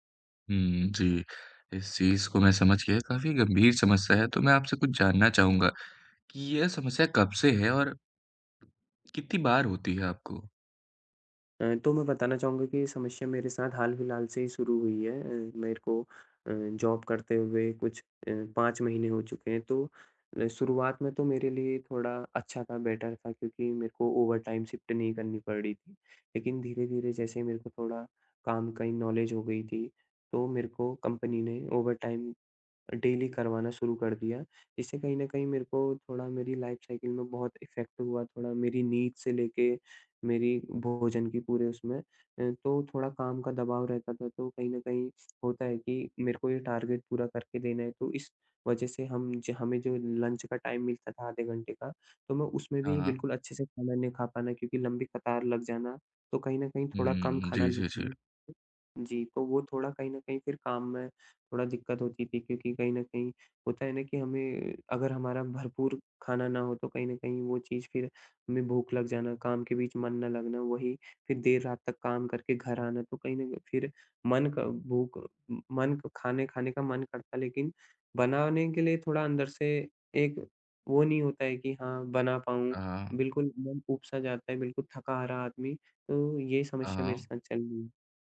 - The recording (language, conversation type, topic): Hindi, advice, काम के दबाव के कारण अनियमित भोजन और भूख न लगने की समस्या से कैसे निपटें?
- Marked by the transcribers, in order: in English: "जॉब"; in English: "बेटर"; in English: "ओवरटाइम शिफ्ट"; in English: "नॉलेज"; in English: "ओवरटाइम"; in English: "डेली"; in English: "लाइफ साइकिल"; in English: "इफ़ेक्ट"; in English: "टारगेट"; in English: "लंच"; in English: "टाइम"; unintelligible speech